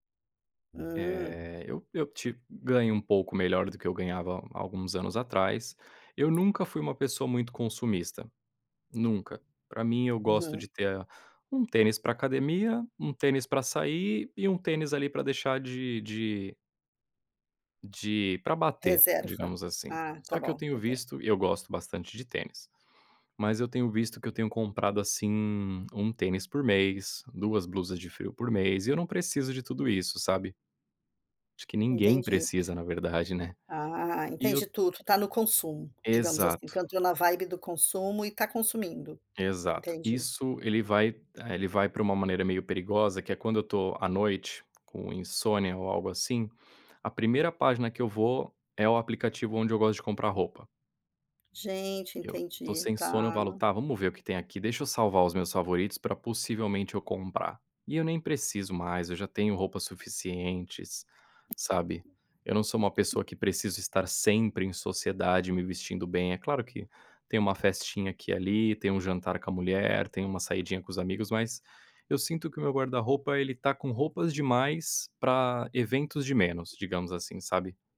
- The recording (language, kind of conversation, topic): Portuguese, advice, Como você pode simplificar a vida e reduzir seus bens materiais?
- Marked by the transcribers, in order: unintelligible speech; in English: "vibe"; tapping